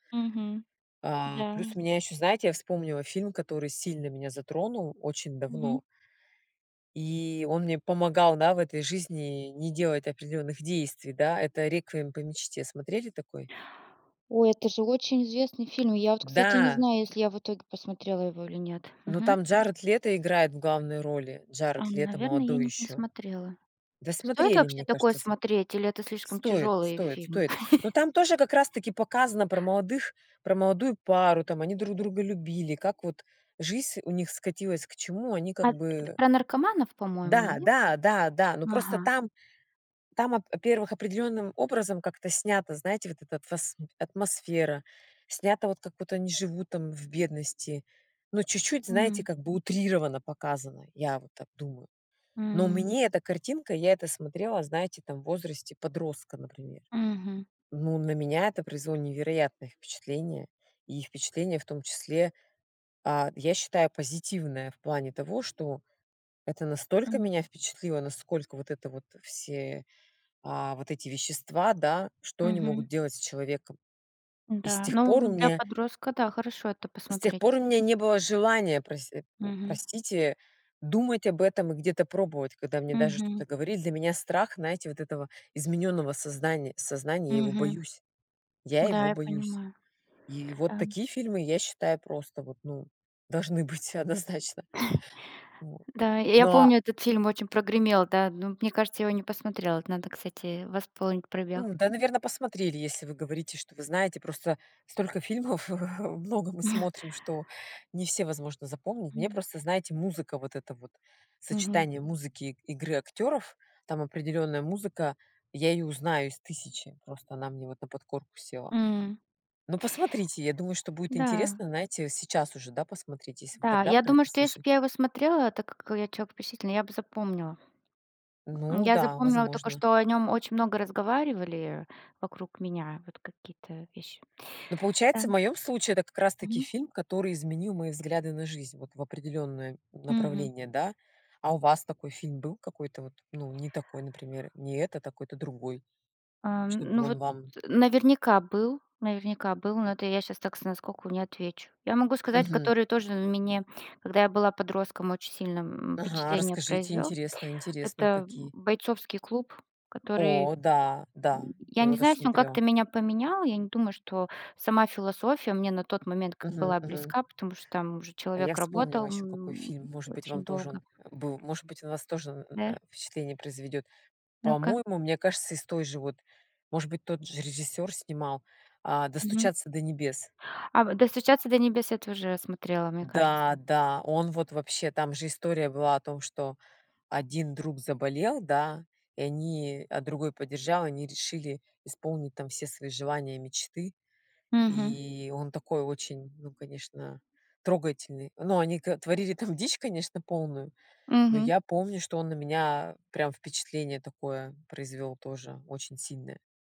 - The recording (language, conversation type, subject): Russian, unstructured, Почему фильмы иногда вызывают сильные эмоции?
- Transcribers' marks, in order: tapping; other noise; chuckle; laughing while speaking: "должны быть однозначно"; chuckle; laughing while speaking: "фильмов много мы смотрим"; laugh; grunt; other background noise